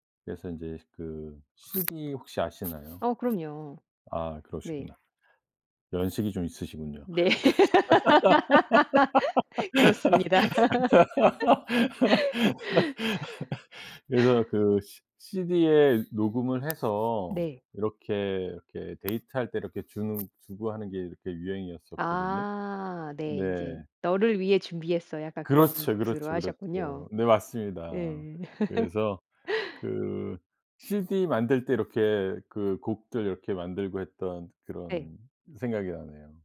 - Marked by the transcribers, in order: other background noise; tapping; laughing while speaking: "네"; laugh; laughing while speaking: "그래서"; laugh; laugh; laugh
- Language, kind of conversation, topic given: Korean, podcast, 음악을 처음으로 감정적으로 받아들였던 기억이 있나요?